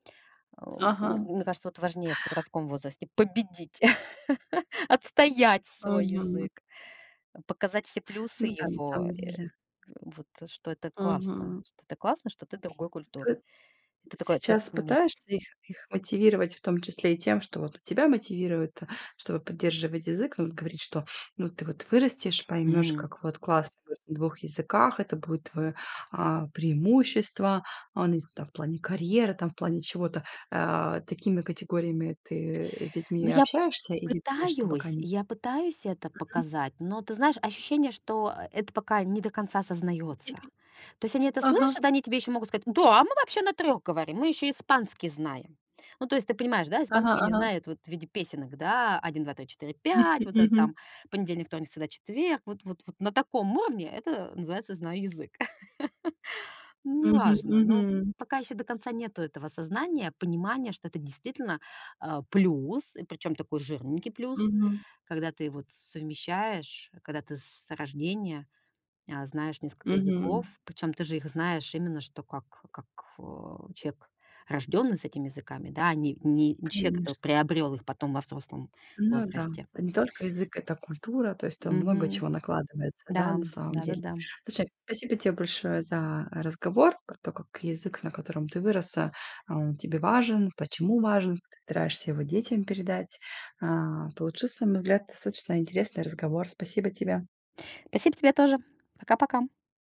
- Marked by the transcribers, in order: tapping; stressed: "победить"; chuckle; other background noise; other noise; chuckle; laugh; "человек" said as "чек"
- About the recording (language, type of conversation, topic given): Russian, podcast, Какой язык вы считаете родным и почему он для вас важен?